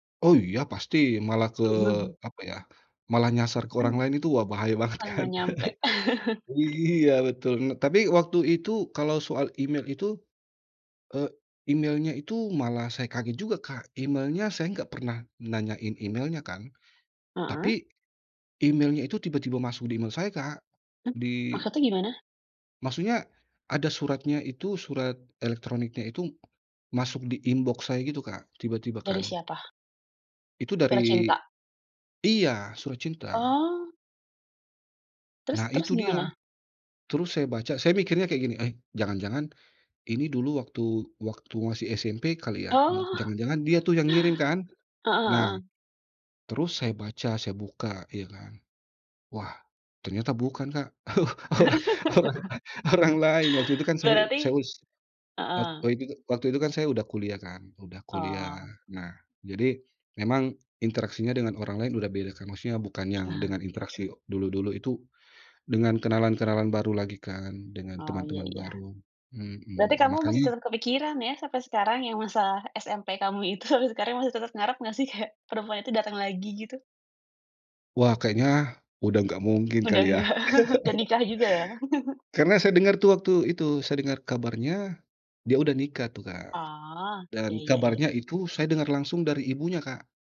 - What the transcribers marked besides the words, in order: other background noise; laughing while speaking: "banget kan"; laugh; tapping; in English: "inbox"; laugh; laughing while speaking: "orang orang lain"; laugh; laughing while speaking: "itu"; laughing while speaking: "nggak"; laugh
- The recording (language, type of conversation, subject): Indonesian, podcast, Bagaimana rasanya saat kamu menulis surat penting tetapi tidak jadi mengirimkannya?